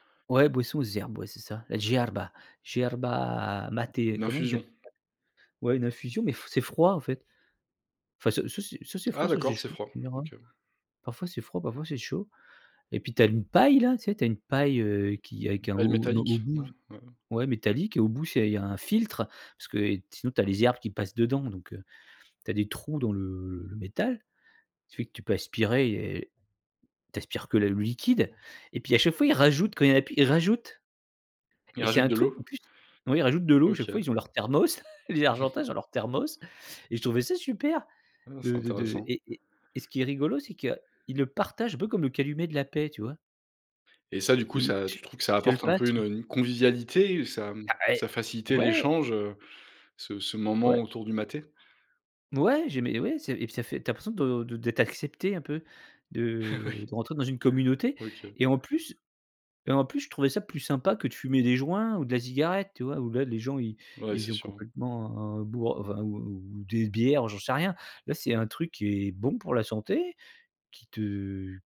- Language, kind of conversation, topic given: French, podcast, Comment profiter d’un lieu comme un habitant plutôt que comme un touriste ?
- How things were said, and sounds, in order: in Spanish: "hierba hierba maté"; chuckle; laughing while speaking: "Oui"